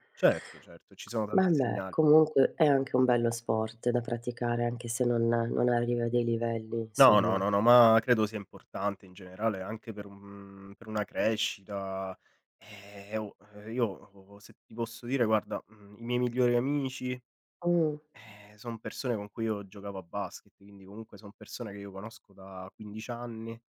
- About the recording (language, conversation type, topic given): Italian, unstructured, Qual è l’attività fisica ideale per te per rimanere in forma?
- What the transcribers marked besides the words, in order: "Vabbè" said as "mammè"; tapping; other background noise; drawn out: "Eh"